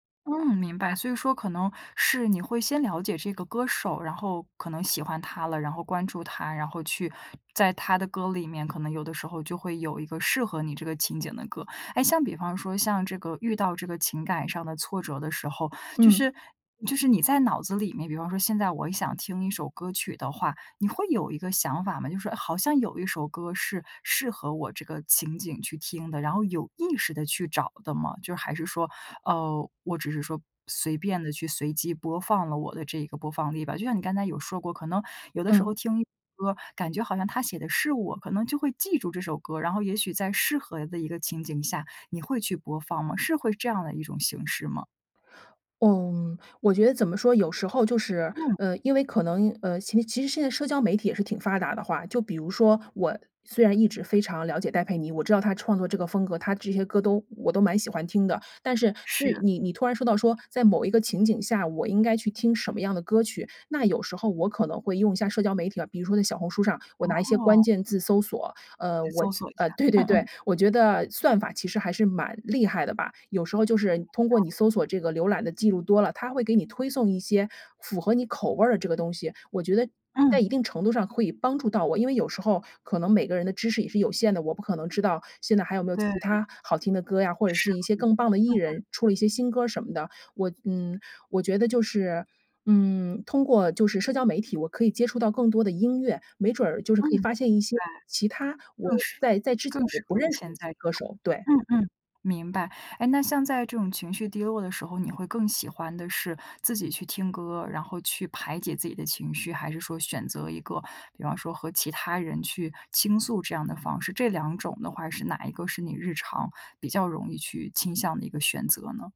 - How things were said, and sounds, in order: unintelligible speech; other background noise
- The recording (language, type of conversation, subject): Chinese, podcast, 失恋后你会把歌单彻底换掉吗？